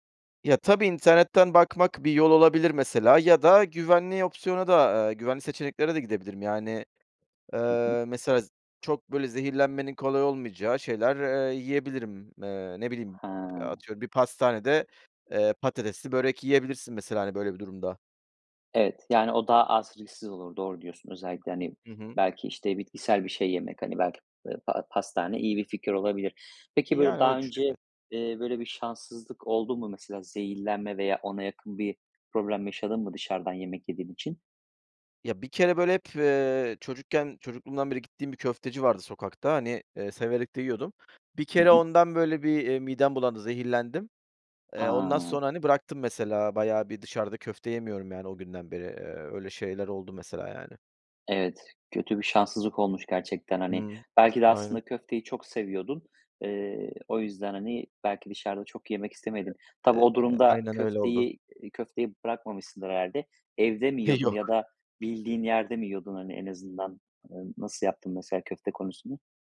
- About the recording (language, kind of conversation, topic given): Turkish, podcast, Dışarıda yemek yerken sağlıklı seçimleri nasıl yapıyorsun?
- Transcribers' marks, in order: other background noise; unintelligible speech; laughing while speaking: "E, yok"